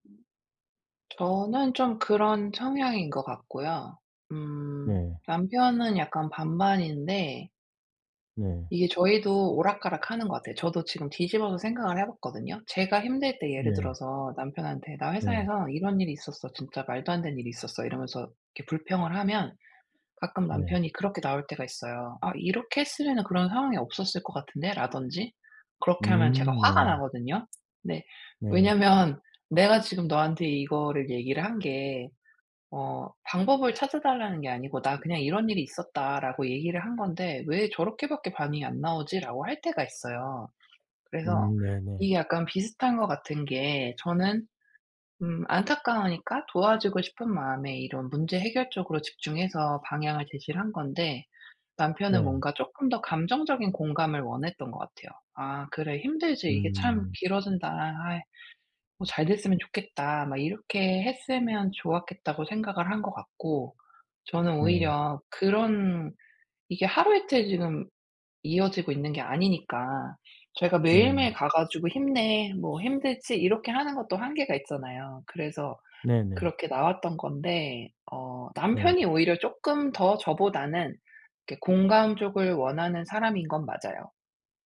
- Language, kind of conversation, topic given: Korean, advice, 힘든 파트너와 더 잘 소통하려면 어떻게 해야 하나요?
- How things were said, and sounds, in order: other background noise; tapping